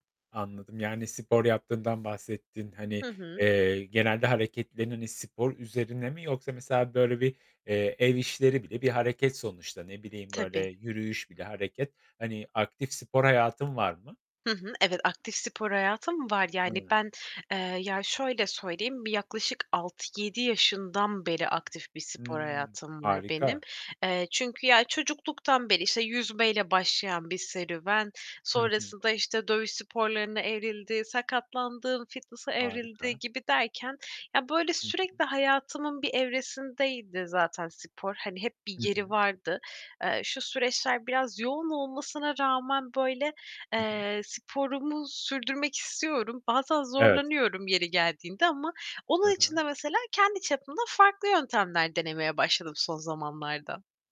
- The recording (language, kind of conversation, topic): Turkish, podcast, Hareketi ve egzersizi günlük hayatına nasıl sığdırıyorsun?
- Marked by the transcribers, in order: static; other background noise; tapping; distorted speech